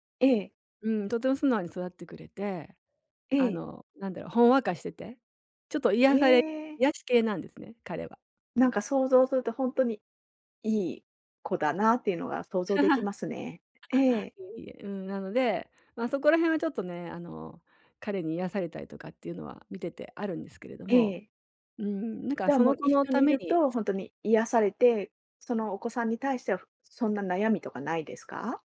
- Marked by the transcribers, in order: laugh
- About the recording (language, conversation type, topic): Japanese, advice, 人前での恥ずかしい失敗から、どうすれば自信を取り戻せますか？